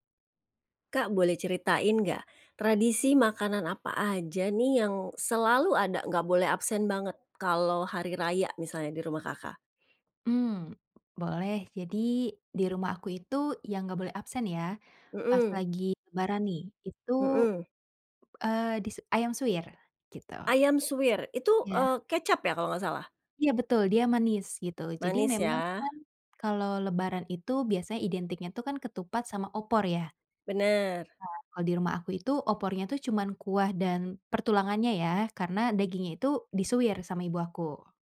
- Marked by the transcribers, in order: "di" said as "dis"
- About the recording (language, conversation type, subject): Indonesian, podcast, Apa tradisi makanan yang selalu ada di rumahmu saat Lebaran atau Natal?